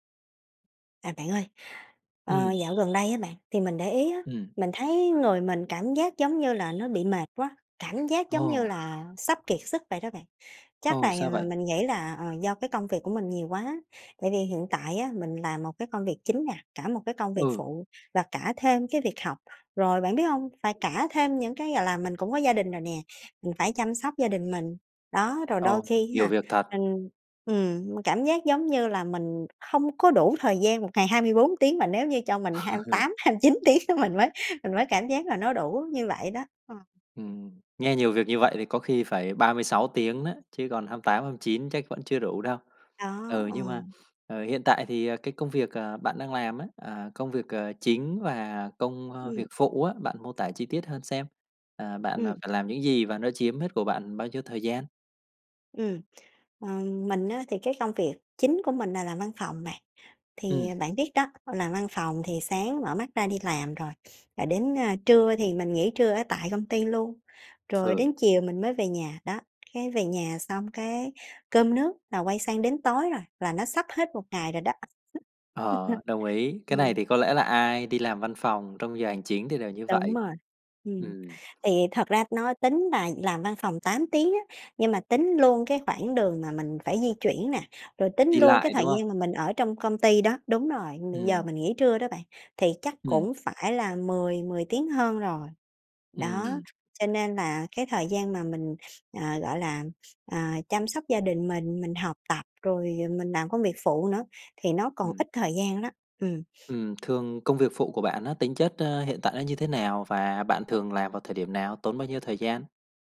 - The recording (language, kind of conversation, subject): Vietnamese, advice, Bạn đang cảm thấy kiệt sức và mất cân bằng vì quá nhiều công việc, phải không?
- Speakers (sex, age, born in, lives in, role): female, 30-34, Vietnam, Vietnam, user; male, 30-34, Vietnam, Vietnam, advisor
- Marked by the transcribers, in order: horn; other background noise; laugh; laughing while speaking: "hai tám hăm chín tiếng mình mới mình mới"; sniff; tapping; sniff; chuckle; sniff; sniff